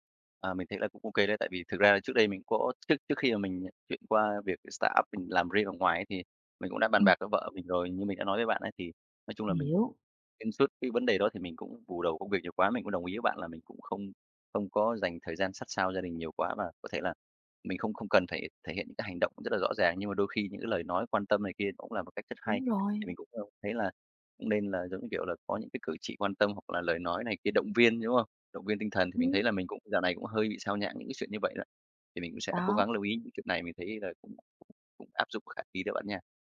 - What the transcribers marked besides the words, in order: tapping; in English: "startup"; other background noise
- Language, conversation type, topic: Vietnamese, advice, Làm sao để cân bằng giữa công việc ở startup và cuộc sống gia đình?